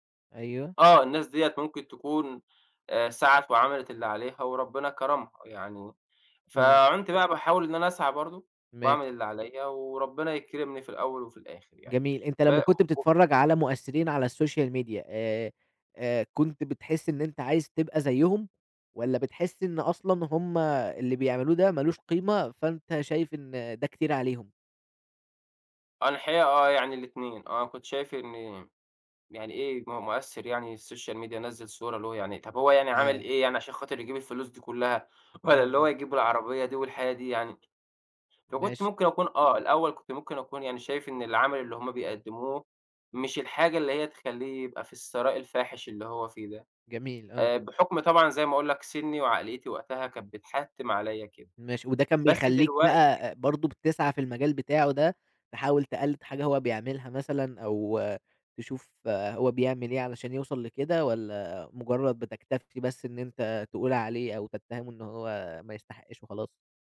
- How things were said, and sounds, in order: unintelligible speech; in English: "الsocial media"; in English: "الSocial media"; tapping
- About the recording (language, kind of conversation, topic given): Arabic, podcast, إزاي بتتعامل مع إنك تقارن نفسك بالناس التانيين؟